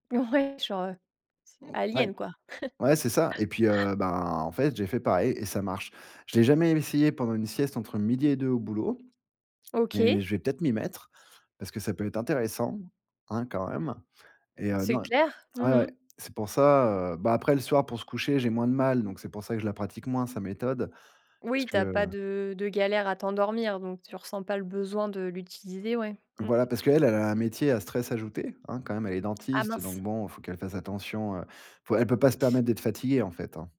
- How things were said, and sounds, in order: laughing while speaking: "Ouais"; laugh
- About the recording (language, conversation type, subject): French, podcast, Comment trouves-tu l’équilibre entre le repos et l’activité ?